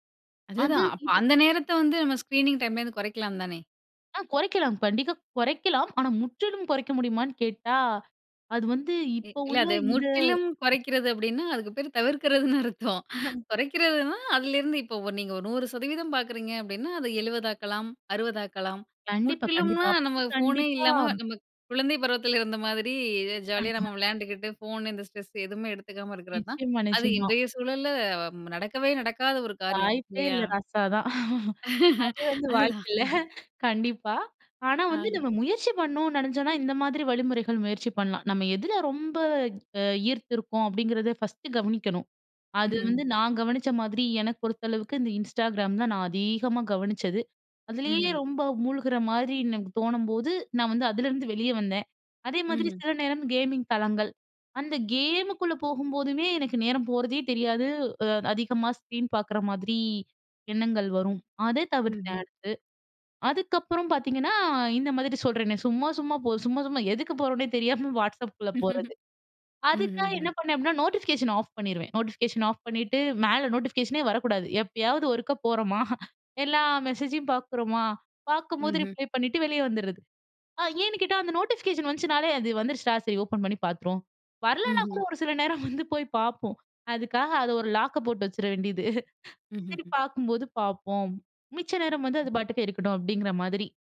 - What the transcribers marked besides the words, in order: in English: "ஸ்கிரீனிங்"; other noise; chuckle; chuckle; unintelligible speech; in English: "ஸ்ட்ரெஸ்"; chuckle; laughing while speaking: "வாய்ப்பே இல்ல ரஸா தான்"; laugh; in English: "ஸ்க்ரீன்"; in English: "நோட்டிஃபிகேஷன்"; laugh; in English: "நோட்டிஃபிகேஷன்"; in English: "நோட்டிஃபிகேஷனே"; chuckle; in English: "ரிப்ளை"; in English: "நோட்டிஃபிகேஷன்"; chuckle; chuckle
- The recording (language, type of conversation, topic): Tamil, podcast, ஸ்கிரீன் நேரத்தை எப்படிக் கட்டுப்படுத்தலாம்?